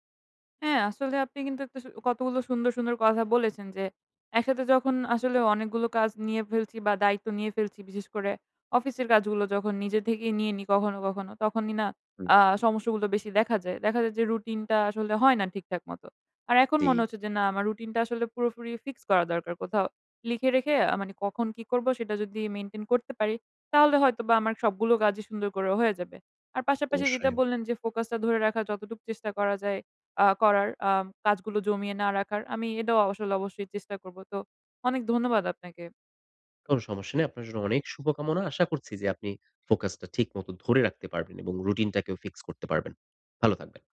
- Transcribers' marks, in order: in English: "ফিক্স"; in English: "মেইনটেইন"; "এটাও" said as "এডাউ"; in English: "ফিক্স"
- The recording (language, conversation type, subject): Bengali, advice, একাধিক কাজ একসঙ্গে করতে গিয়ে কেন মনোযোগ হারিয়ে ফেলেন?